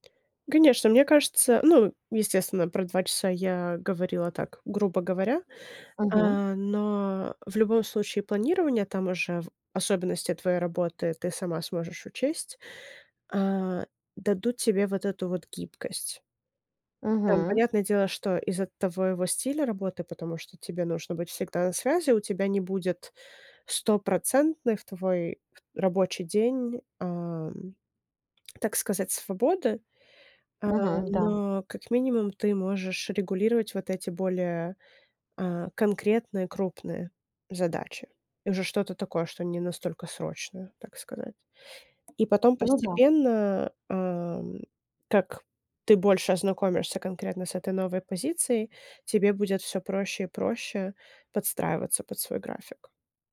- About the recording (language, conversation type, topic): Russian, advice, Как справиться с неуверенностью при возвращении к привычному рабочему ритму после отпуска?
- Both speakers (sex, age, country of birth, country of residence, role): female, 30-34, Ukraine, United States, advisor; female, 40-44, Ukraine, Italy, user
- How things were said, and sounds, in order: tapping; other background noise